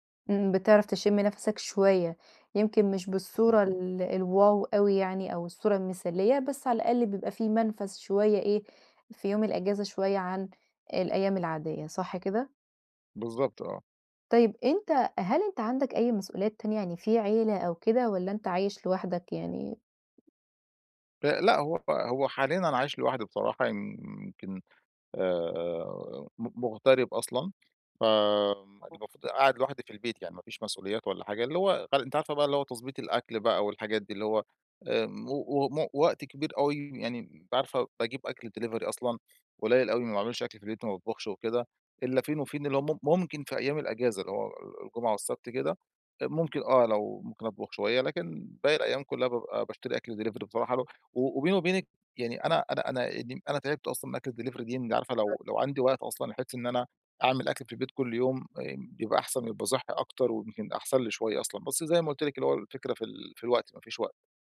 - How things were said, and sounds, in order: tapping; in English: "Delivery"; in English: "Delivery"; in English: "الDelivery"; unintelligible speech
- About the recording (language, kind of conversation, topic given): Arabic, advice, إزاي أوازن بين الراحة وإنجاز المهام في الويك إند؟